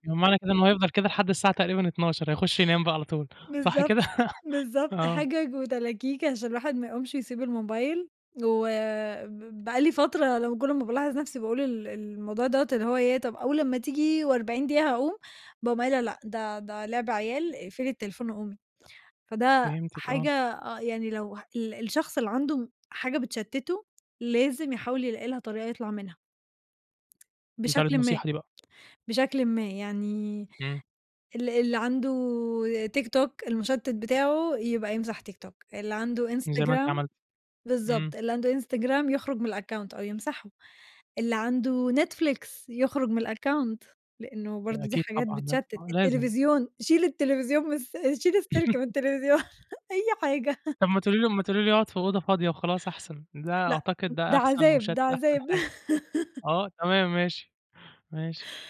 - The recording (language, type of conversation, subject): Arabic, podcast, إيه نصيحتك للطلاب اللي بيواجهوا ضغط الامتحانات؟
- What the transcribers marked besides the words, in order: tapping; laugh; in English: "الaccount"; in English: "الaccount"; laugh; laughing while speaking: "التليفزيون، أي حاجة"; laugh; laugh